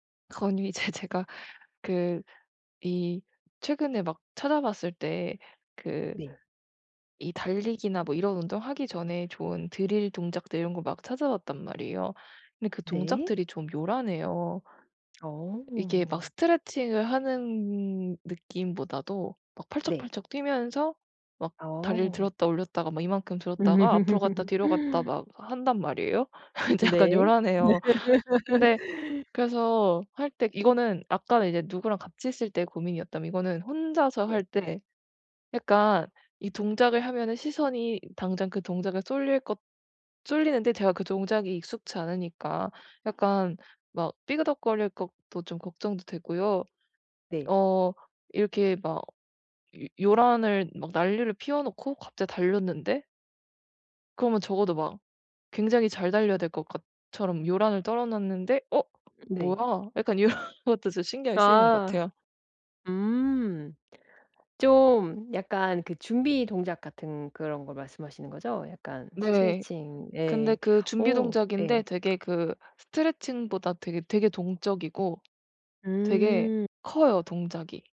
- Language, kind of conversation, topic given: Korean, advice, 남의 시선에 흔들리지 않고 내 개성을 어떻게 지킬 수 있을까요?
- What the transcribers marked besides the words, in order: laughing while speaking: "이제 제가"; tapping; in English: "drill"; laughing while speaking: "음"; laughing while speaking: "인제 약간 요란해요"; laugh; laughing while speaking: "이런"